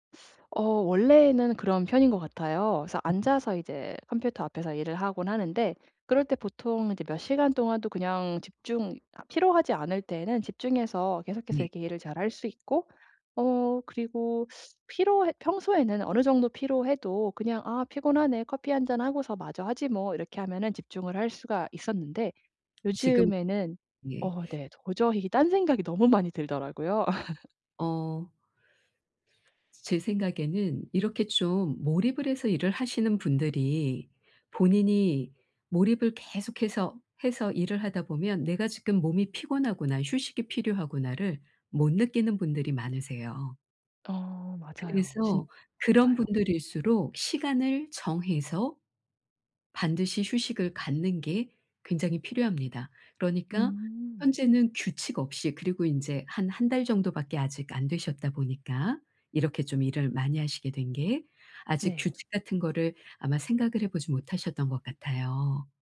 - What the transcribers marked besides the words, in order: other background noise; laughing while speaking: "도저히 이게 딴 생각이 너무 많이 들더라고요"; laugh; unintelligible speech
- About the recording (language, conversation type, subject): Korean, advice, 긴 작업 시간 동안 피로를 관리하고 에너지를 유지하기 위한 회복 루틴을 어떻게 만들 수 있을까요?